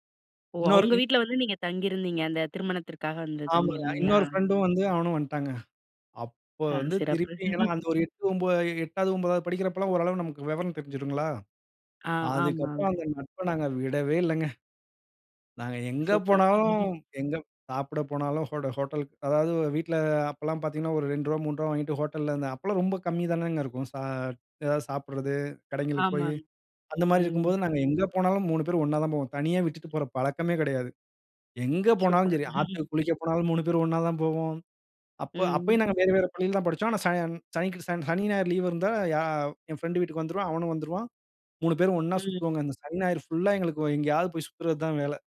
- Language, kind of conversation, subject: Tamil, podcast, காலத்தோடு மரம் போல வளர்ந்த உங்கள் நண்பர்களைப் பற்றி ஒரு கதை சொல்ல முடியுமா?
- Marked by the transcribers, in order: in English: "ஃப்ரெண்டும்"; drawn out: "அப்போ"; chuckle; in English: "ஹோட்டல்க்கு"; chuckle; in English: "ஹோட்டல்ல"; tapping; chuckle; in English: "ஃபிரெண்டு"; in English: "ஃபுல்லா"